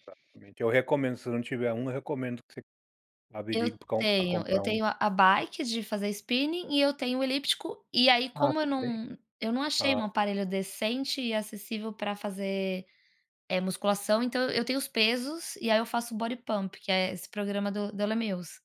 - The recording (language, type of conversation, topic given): Portuguese, podcast, Como manter uma rotina saudável na correria do dia a dia?
- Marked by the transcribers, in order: none